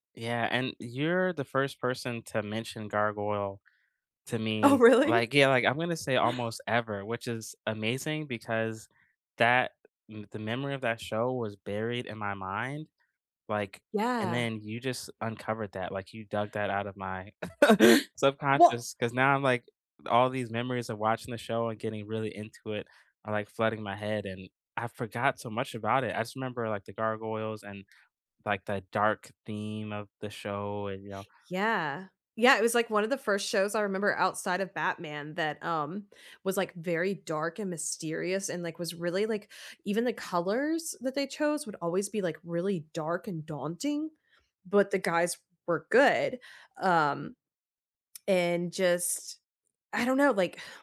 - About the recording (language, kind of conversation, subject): English, unstructured, Which TV shows or movies do you rewatch for comfort?
- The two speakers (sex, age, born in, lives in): female, 40-44, United States, United States; male, 40-44, United States, United States
- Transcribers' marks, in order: laughing while speaking: "Oh, really?"; tapping; chuckle; other background noise